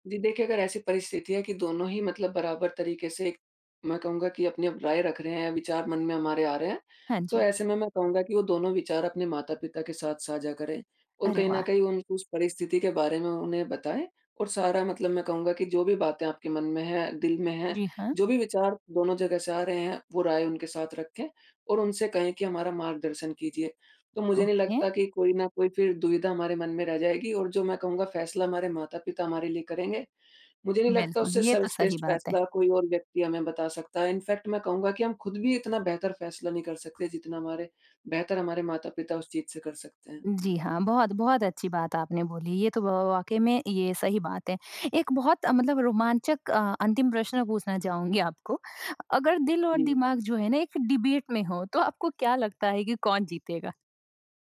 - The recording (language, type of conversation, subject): Hindi, podcast, जब दिल और दिमाग टकराएँ, तो आप किसकी सुनते हैं?
- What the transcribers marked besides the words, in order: in English: "ओके"; in English: "इन फ़ैक्ट"; in English: "डिबेट"